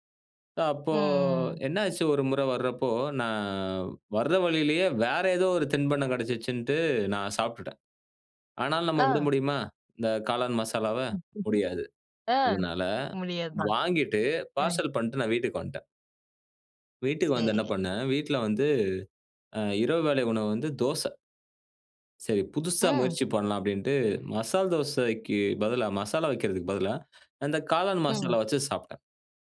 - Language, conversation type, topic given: Tamil, podcast, பழைய ஊரின் சாலை உணவு சுவை நினைவுகள்
- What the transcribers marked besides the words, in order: drawn out: "அப்போ"; laugh; other background noise